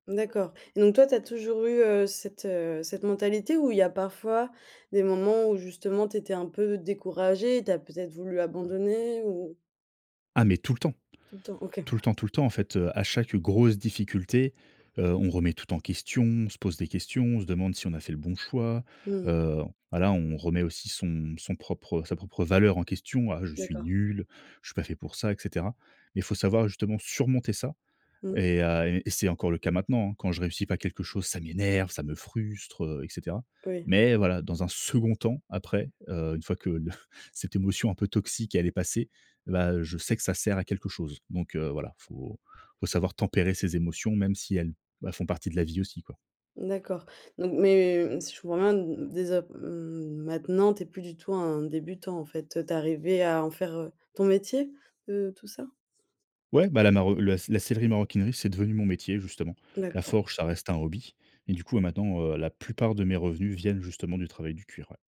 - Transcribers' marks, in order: other background noise; stressed: "grosse"; tapping; stressed: "surmonter"; stressed: "m'énerve"; stressed: "second"; chuckle
- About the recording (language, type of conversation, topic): French, podcast, Quel conseil donnerais-tu à quelqu’un qui débute ?